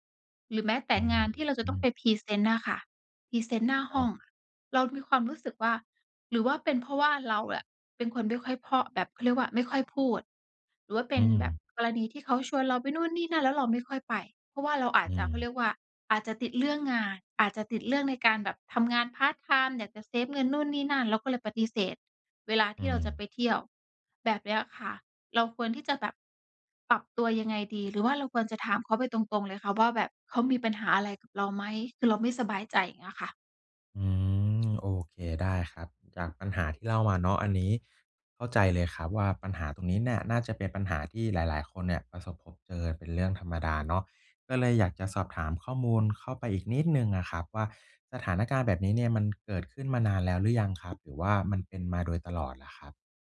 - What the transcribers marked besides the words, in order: none
- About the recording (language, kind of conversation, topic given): Thai, advice, ฉันควรทำอย่างไรเมื่อรู้สึกโดดเดี่ยวเวลาอยู่ในกลุ่มเพื่อน?